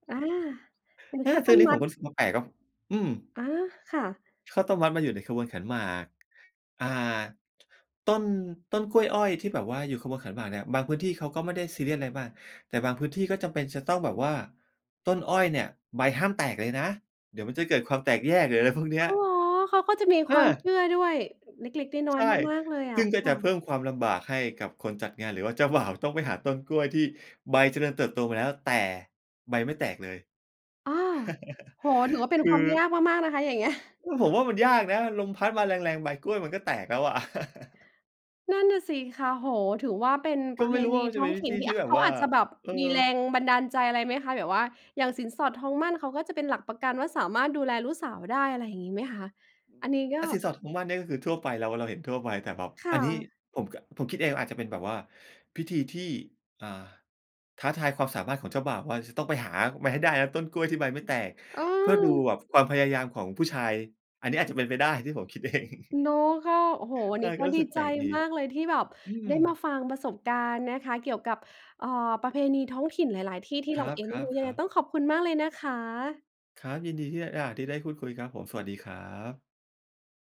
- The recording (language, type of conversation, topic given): Thai, podcast, เคยไปร่วมพิธีท้องถิ่นไหม และรู้สึกอย่างไรบ้าง?
- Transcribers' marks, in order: chuckle; laughing while speaking: "อย่างเงี้ย"; chuckle; other noise; tapping; laughing while speaking: "เอง"; chuckle